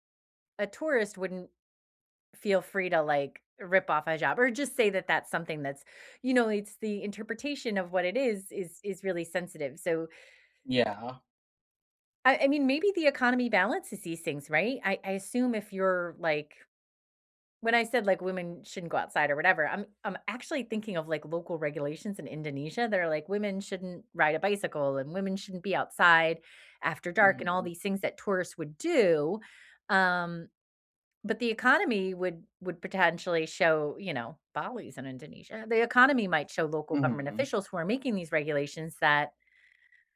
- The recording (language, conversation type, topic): English, unstructured, Should locals have the final say over what tourists can and cannot do?
- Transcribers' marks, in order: other background noise